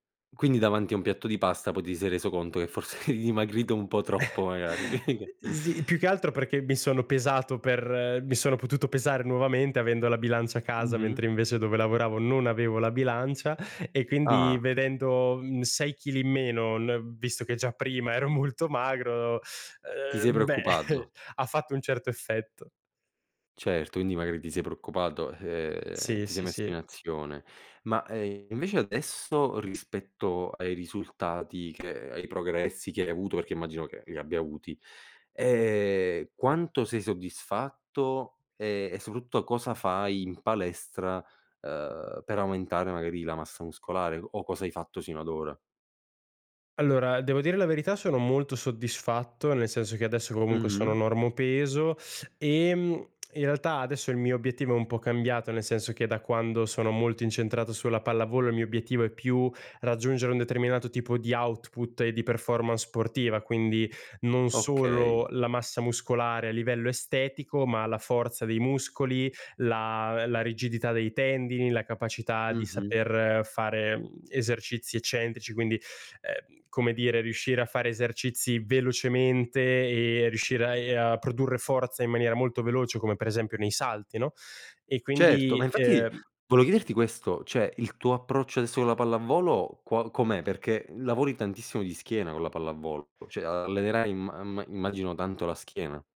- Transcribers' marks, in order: laughing while speaking: "forse"; chuckle; chuckle; tapping; chuckle; "soprattutto" said as "soprautto"; "volevo" said as "voleo"; "cioè" said as "ceh"; "cioè" said as "ceh"
- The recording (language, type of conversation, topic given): Italian, podcast, Come fai a mantenere la costanza nell’attività fisica?